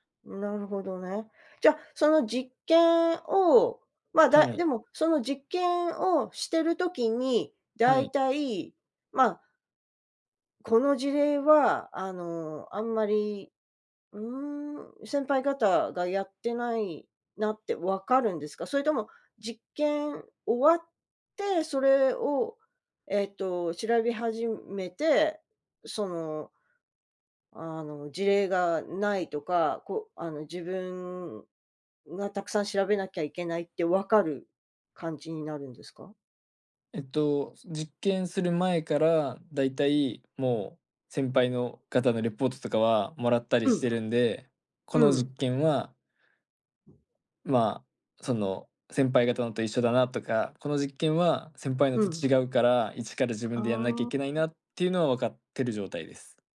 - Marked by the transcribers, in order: tapping
- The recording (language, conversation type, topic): Japanese, advice, 締め切りにいつもギリギリで焦ってしまうのはなぜですか？